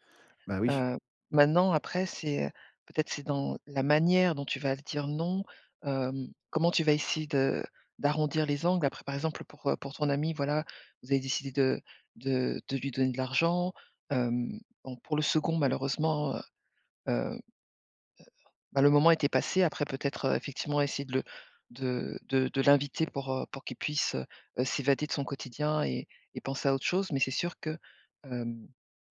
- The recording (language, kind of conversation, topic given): French, podcast, Comment dire non à un ami sans le blesser ?
- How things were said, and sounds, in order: none